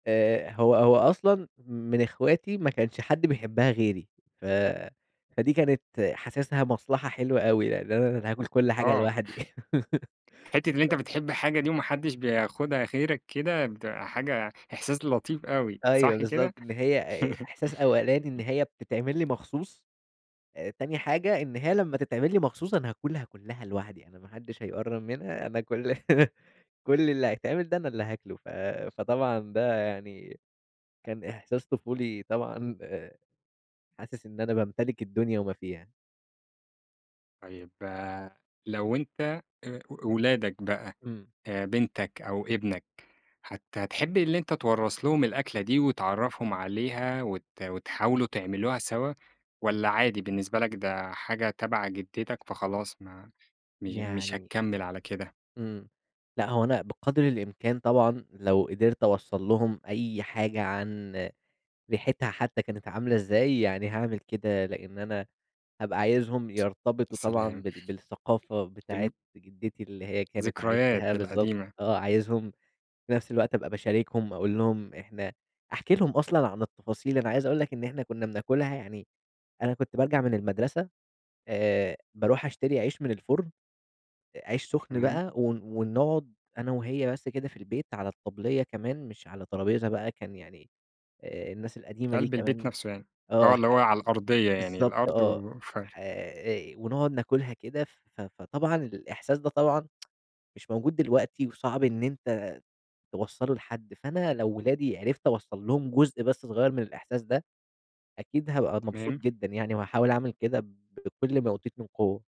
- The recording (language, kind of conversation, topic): Arabic, podcast, إيه أكتر أكلة بتفكّرك بطفولتك؟
- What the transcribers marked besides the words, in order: chuckle; tapping; laugh; laugh; unintelligible speech; chuckle; lip smack; tsk